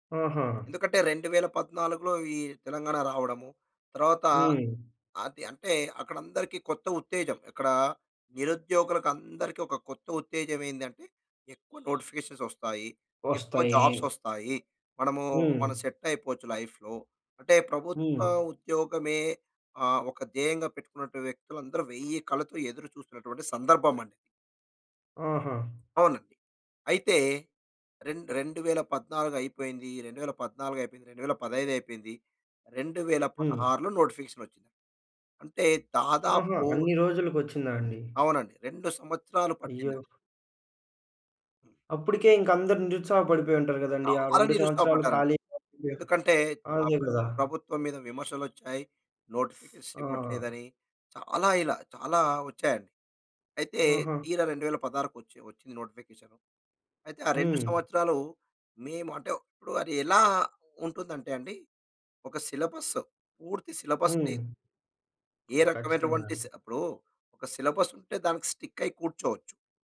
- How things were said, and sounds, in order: horn; in English: "లైఫ్‌లో"; in English: "రెండు"; other background noise; in English: "సిలబస్"; in English: "సిలబస్"; tapping
- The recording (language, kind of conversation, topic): Telugu, podcast, మరొకసారి ప్రయత్నించడానికి మీరు మీను మీరు ఎలా ప్రేరేపించుకుంటారు?